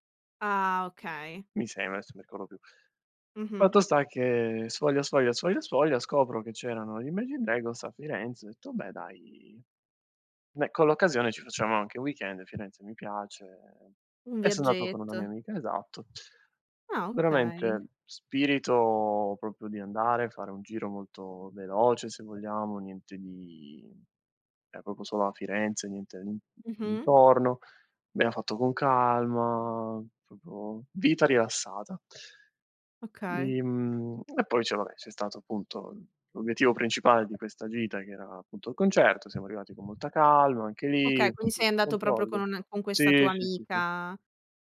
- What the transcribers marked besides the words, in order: "sembra" said as "sema"; "adesso" said as "aesso"; other background noise; "ricordo" said as "rcorro"; "andato" said as "ato"; "proprio" said as "propo"; tapping; "era" said as "ea"; "proprio" said as "propo"; "proprio" said as "propo"; unintelligible speech; "proprio" said as "propo"
- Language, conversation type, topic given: Italian, podcast, Qual è stato il primo concerto a cui sei andato?